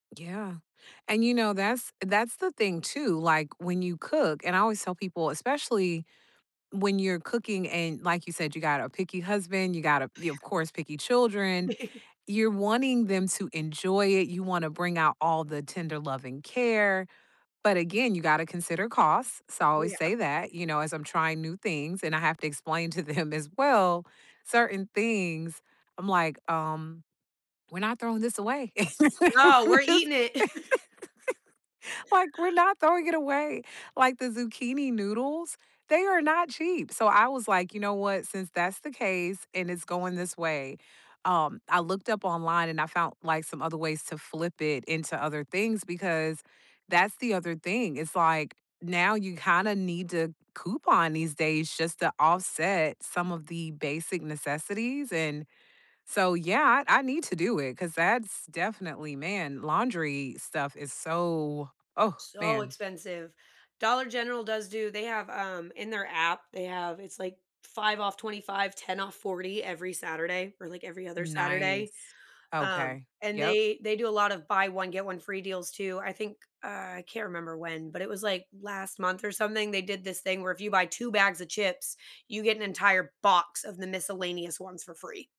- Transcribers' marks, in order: chuckle; laughing while speaking: "them"; chuckle; laugh; laughing while speaking: "We're just"; laugh; other background noise
- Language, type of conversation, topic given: English, unstructured, How do your weeknight cooking routines bring you comfort and connection after busy days?
- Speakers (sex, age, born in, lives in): female, 30-34, United States, United States; female, 40-44, United States, United States